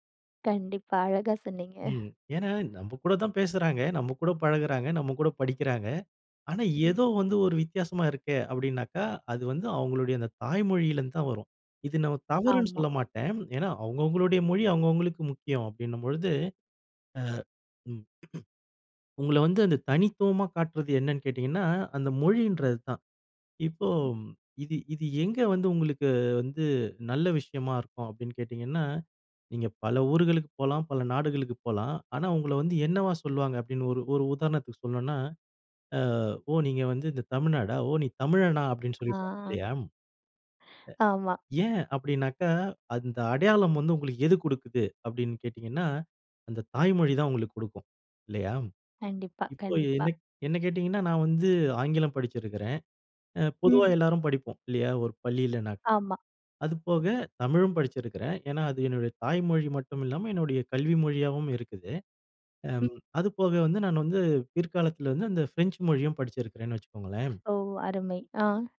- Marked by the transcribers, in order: other background noise; grunt; other noise; put-on voice: "ஓ! நீங்க வந்து இந்த தமிழ்நாடா? ஓ! நீ தமிழனா?"; in English: "ஃப்ரெஞ்ச்"
- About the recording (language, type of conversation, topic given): Tamil, podcast, தாய்மொழி உங்கள் அடையாளத்திற்கு எவ்வளவு முக்கியமானது?